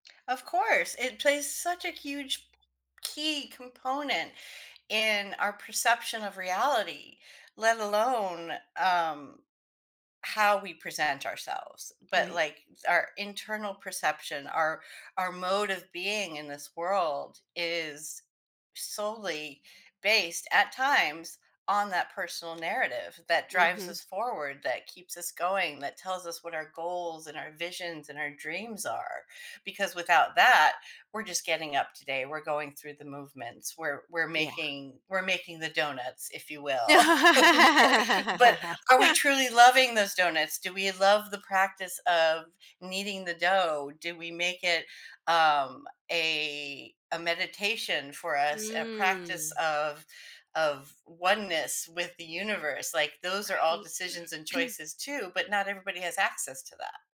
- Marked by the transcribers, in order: tapping; other background noise; laugh; chuckle; drawn out: "Mm"; throat clearing
- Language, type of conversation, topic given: English, unstructured, How do the stories we tell ourselves shape the choices we make in life?
- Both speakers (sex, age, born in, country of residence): female, 50-54, United States, United States; female, 55-59, United States, United States